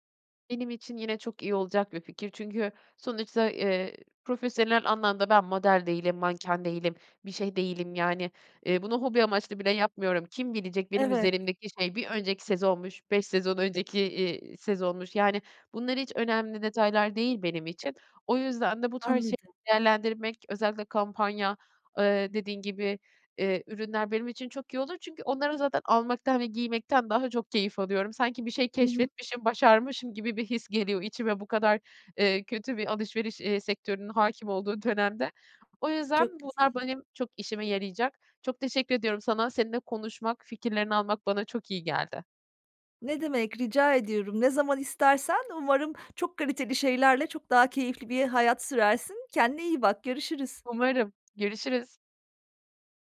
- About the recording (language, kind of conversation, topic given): Turkish, advice, Kaliteli ama uygun fiyatlı ürünleri nasıl bulabilirim; nereden ve nelere bakmalıyım?
- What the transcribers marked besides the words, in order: other background noise